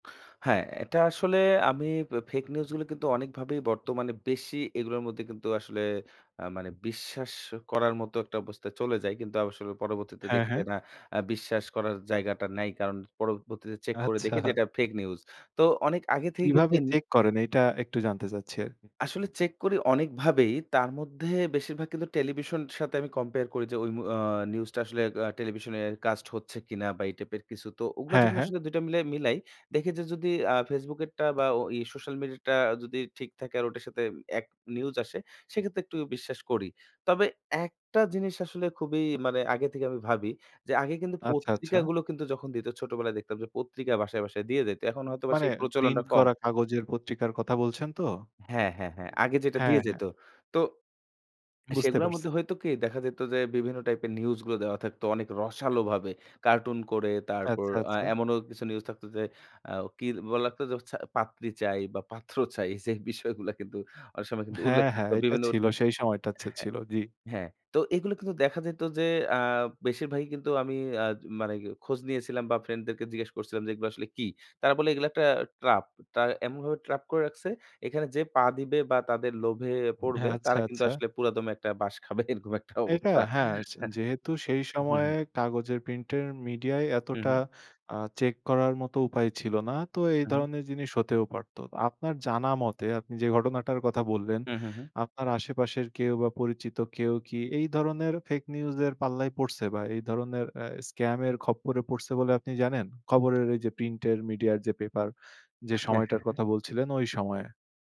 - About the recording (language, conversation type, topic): Bengali, podcast, আপনি ভুয়া খবর চিনে ফেলতে সাধারণত কী করেন?
- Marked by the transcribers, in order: laughing while speaking: "আচ্ছা"; tapping; in English: "কম্পেয়ার"; in English: "কাস্ট"; other background noise; laughing while speaking: "এরকম একটা অবস্থা"; chuckle